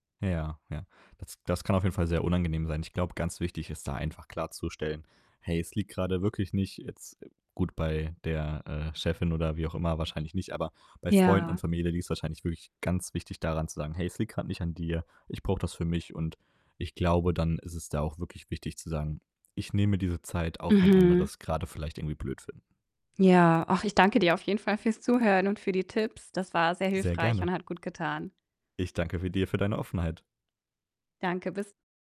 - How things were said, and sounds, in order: distorted speech
- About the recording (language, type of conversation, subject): German, advice, Wie finde ich eine Balance zwischen Geselligkeit und Alleinsein?